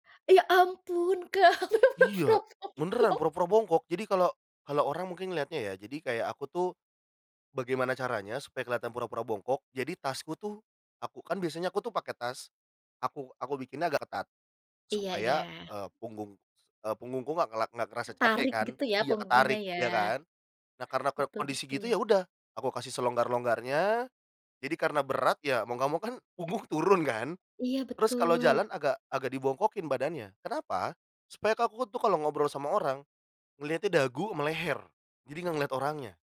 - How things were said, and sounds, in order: laughing while speaking: "Kak, benar-benar pura-pura bongkok"
- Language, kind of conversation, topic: Indonesian, podcast, Bisakah kamu menceritakan pengalaman ketika bahasa tubuhmu disalahpahami?